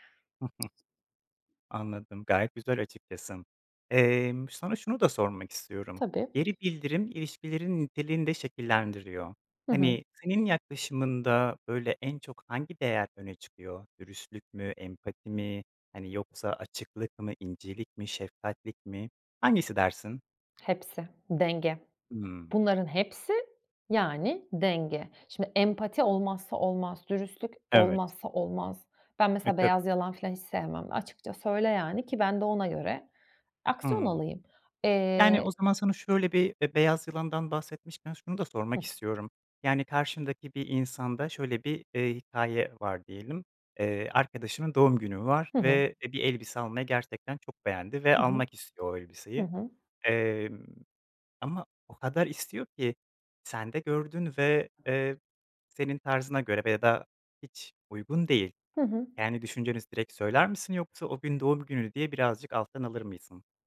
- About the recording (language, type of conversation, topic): Turkish, podcast, Geri bildirim verirken nelere dikkat edersin?
- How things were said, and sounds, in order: giggle; tapping; other background noise